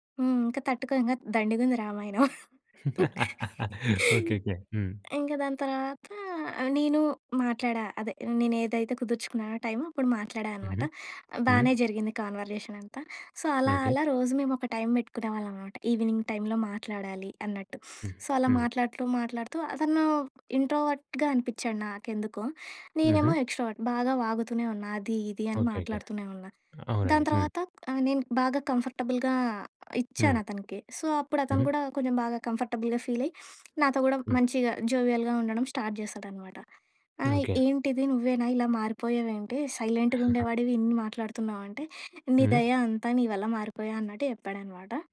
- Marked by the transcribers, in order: laugh; in English: "కాన్వర్జేషన్"; in English: "సో"; in English: "ఈవినింగ్"; in English: "సో"; in English: "ఇంట్రోవర్ట్‌గా"; in English: "ఎక్స్‌ట్రోవర్ట్"; in English: "కంఫర్టబుల్‌గా"; in English: "సో"; in English: "కంఫర్టబుల్‍గా"; in English: "జోవియల్‌గా"; other background noise; in English: "స్టార్ట్"; in English: "సైలెంట్‌గా"; chuckle; tapping
- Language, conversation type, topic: Telugu, podcast, ఆన్‌లైన్ పరిచయాలను వాస్తవ సంబంధాలుగా ఎలా మార్చుకుంటారు?